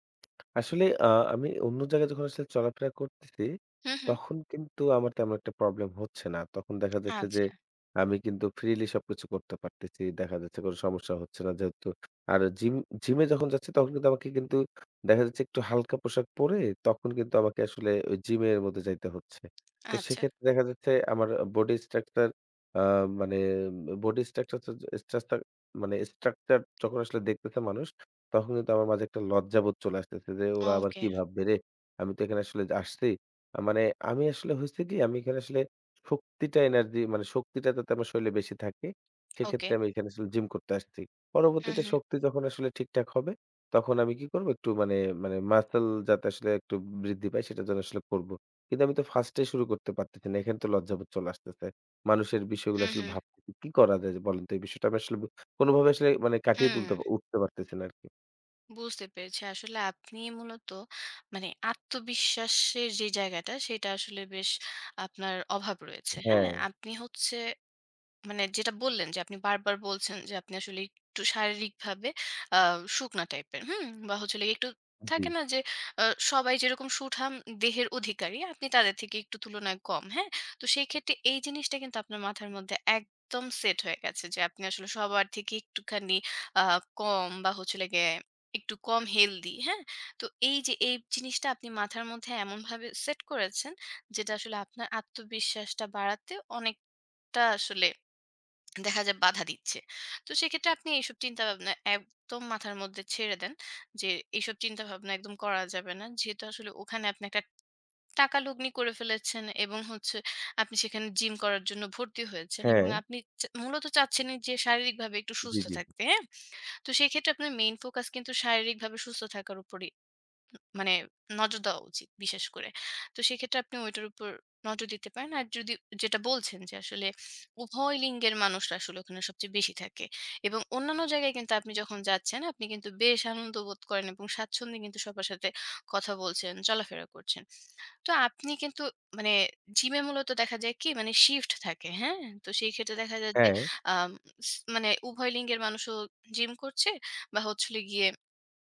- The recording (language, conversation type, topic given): Bengali, advice, জিমে গেলে কেন আমি লজ্জা পাই এবং অন্যদের সামনে অস্বস্তি বোধ করি?
- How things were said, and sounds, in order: tongue click; "শরীরে" said as "শরীলে"; unintelligible speech; tongue click; swallow; "একদম" said as "এবদম"